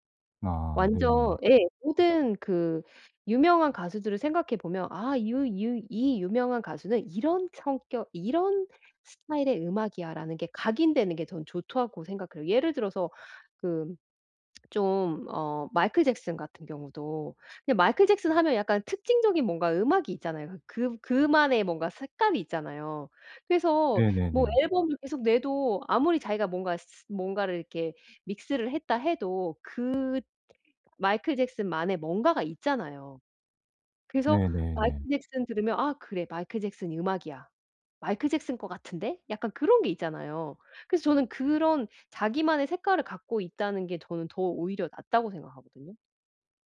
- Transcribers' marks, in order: other background noise; "좋다고" said as "조톼고"; tapping
- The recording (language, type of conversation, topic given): Korean, advice, 타인의 반응에 대한 걱정을 줄이고 자신감을 어떻게 회복할 수 있을까요?